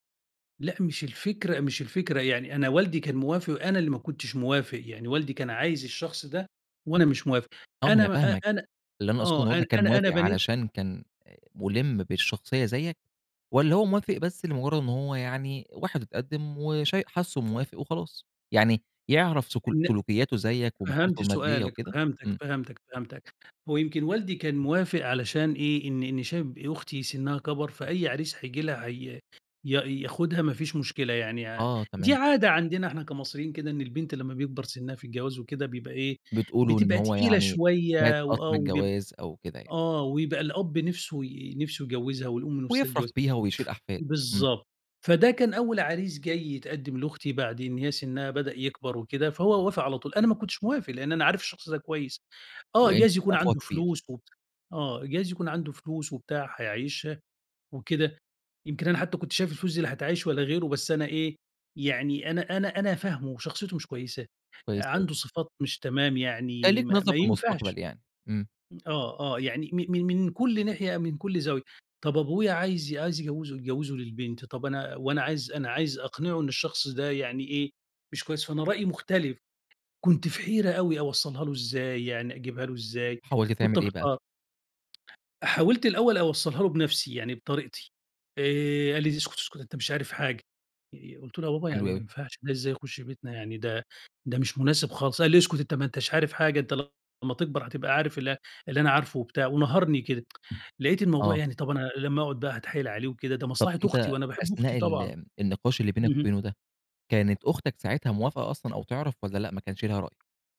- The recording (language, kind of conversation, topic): Arabic, podcast, إزاي بتحافظ على احترام الكِبير وفي نفس الوقت بتعبّر عن رأيك بحرية؟
- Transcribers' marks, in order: tapping; tsk